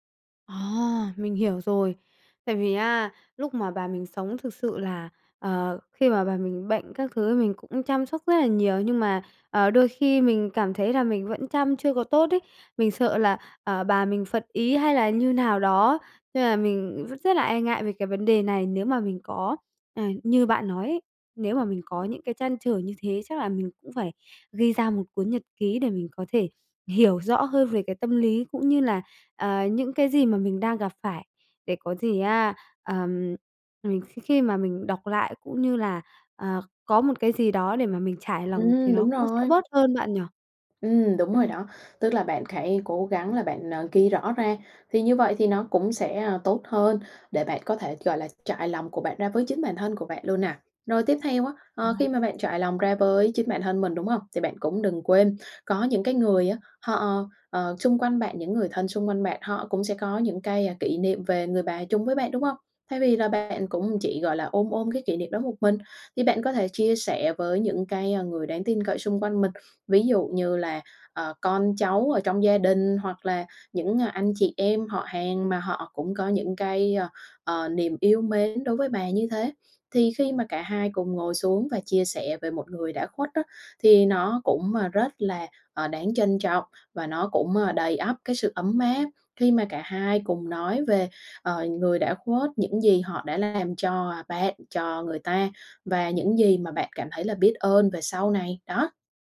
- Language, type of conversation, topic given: Vietnamese, advice, Vì sao những kỷ niệm chung cứ ám ảnh bạn mỗi ngày?
- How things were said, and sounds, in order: tapping; other background noise; "hãy" said as "khãy"